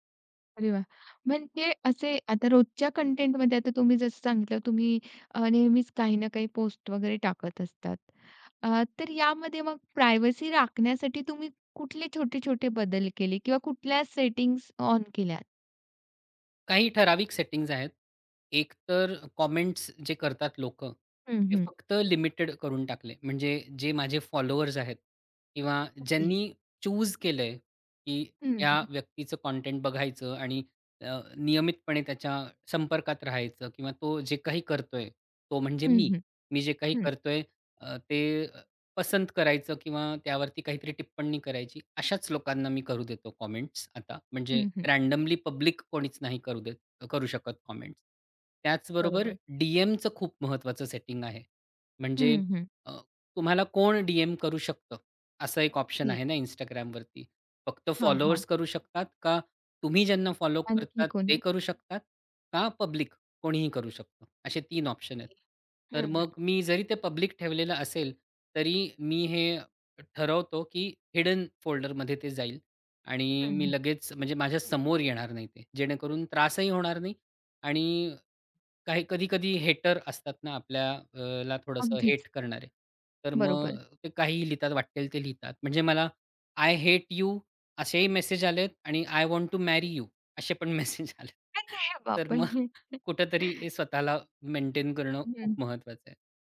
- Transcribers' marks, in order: in English: "प्रायव्हसी"; in English: "कमेंट्स"; in English: "फॉलोवर्स"; in English: "चूज"; in English: "कमेंट्स"; in English: "रँडमली पब्लिक"; in English: "कमेंट्स"; in English: "डीएमचं"; in English: "डीएम"; in English: "फॉलोवर्स"; in English: "फॉलो"; other background noise; in English: "हिडन फोल्डरमध्ये"; in English: "हेटर"; in English: "हेट"; in English: "आय हेट यू"; in English: "आय वॉन्ट टू मॅरी यू"; laughing while speaking: "मेसेज आलेत. तर मग"; chuckle; in English: "मेंटेन"
- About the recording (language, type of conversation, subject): Marathi, podcast, प्रभावकाने आपली गोपनीयता कशी जपावी?